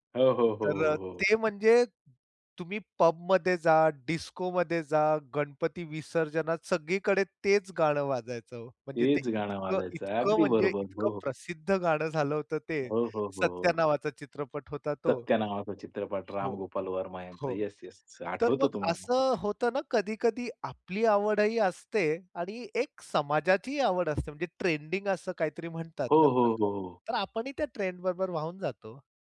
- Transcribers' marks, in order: joyful: "म्हणजे ते इतकं, इतकं म्हणजे इतकं प्रसिद्ध गाणं झालं होतं ते. सत्या"; tapping; other noise
- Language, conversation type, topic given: Marathi, podcast, नाचायला लावणारं एखादं जुने गाणं कोणतं आहे?